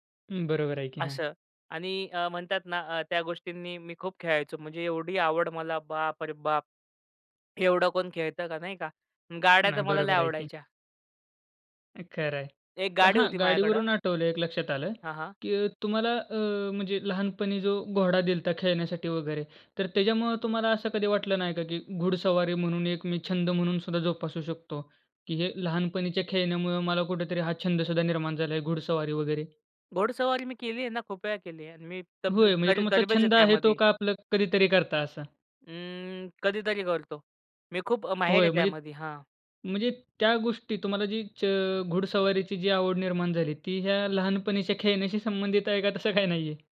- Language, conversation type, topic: Marathi, podcast, तुझे पहिले आवडते खेळणे किंवा वस्तू कोणती होती?
- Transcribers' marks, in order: surprised: "बाप रे बाप!"; swallow; tapping; laughing while speaking: "खरं आहे"; laughing while speaking: "तसं काही नाहीये?"